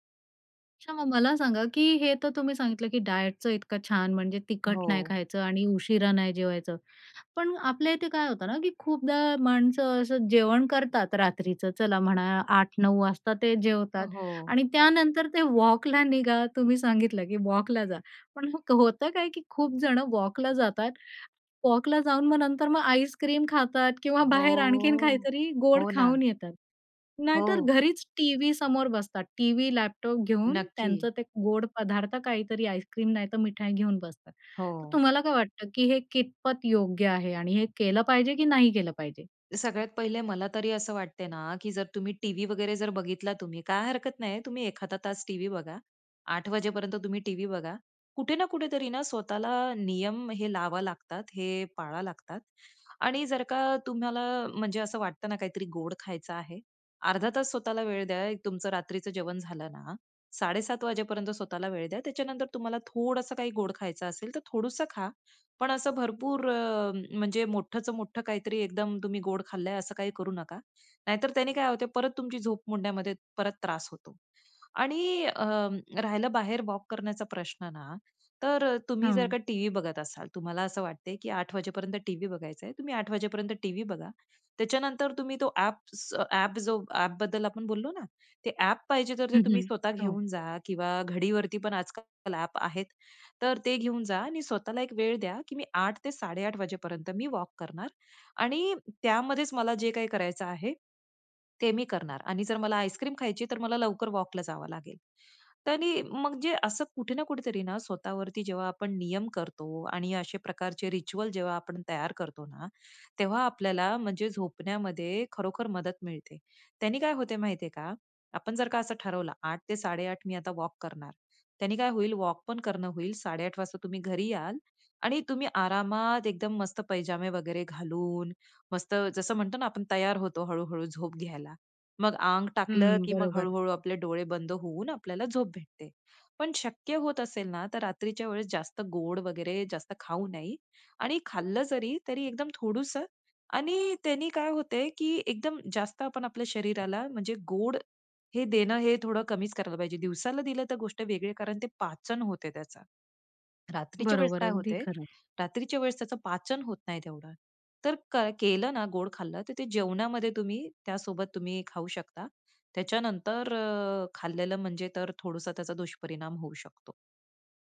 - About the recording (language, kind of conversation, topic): Marathi, podcast, झोपण्यापूर्वी कोणते छोटे विधी तुम्हाला उपयोगी पडतात?
- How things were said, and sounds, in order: in English: "डायटचं"; other background noise; alarm; laughing while speaking: "आणखीन काहीतरी"; drawn out: "हो"; tapping; background speech; in English: "रिच्युअल"